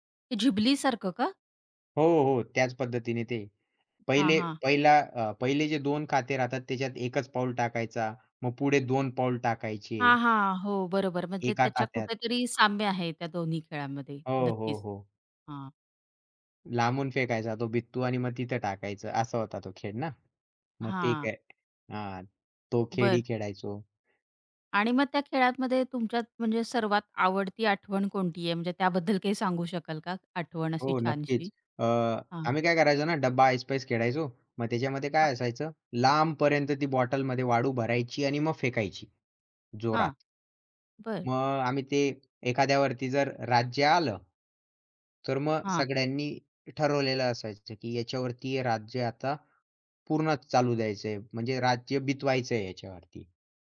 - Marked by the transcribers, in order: other background noise; tapping; laughing while speaking: "त्याबद्दल"
- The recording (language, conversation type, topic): Marathi, podcast, तुमच्या वाडीत लहानपणी खेळलेल्या खेळांची तुम्हाला कशी आठवण येते?